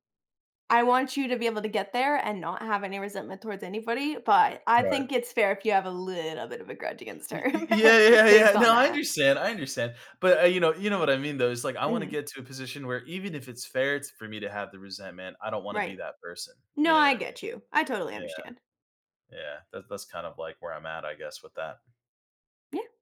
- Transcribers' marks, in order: laugh
- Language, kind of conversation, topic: English, advice, How can I improve my chances for the next promotion?